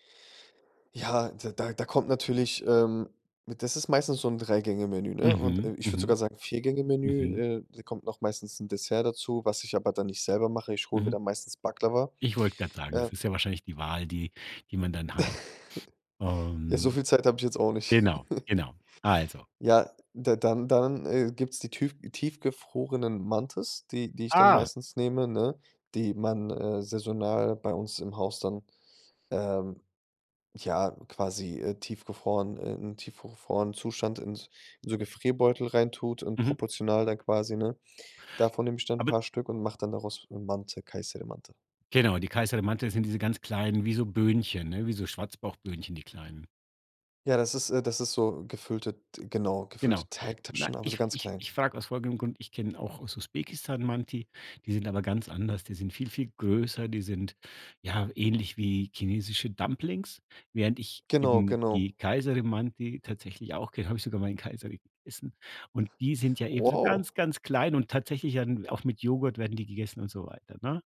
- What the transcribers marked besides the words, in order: snort; chuckle; surprised: "Ah"; in Turkish: "Mantı, Kayseri Mantı"; in Turkish: "Kayseri Mantı"; in English: "Dumplings"; in Turkish: "Kayseri Mantı"; surprised: "Wow"
- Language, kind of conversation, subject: German, podcast, Wie planst du ein Menü für Gäste, ohne in Stress zu geraten?